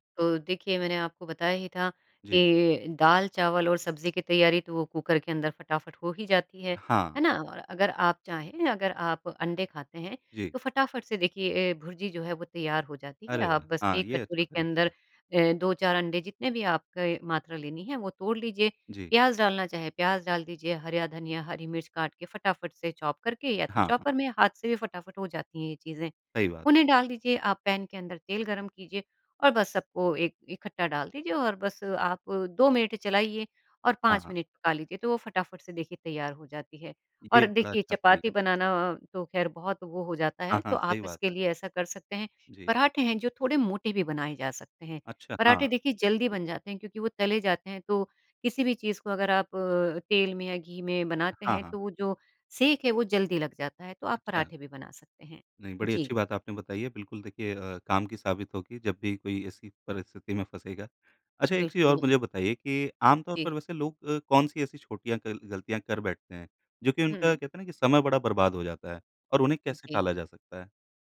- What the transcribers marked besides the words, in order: in English: "चॉप"; in English: "चॉपर"
- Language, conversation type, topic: Hindi, podcast, खाना जल्दी बनाने के आसान सुझाव क्या हैं?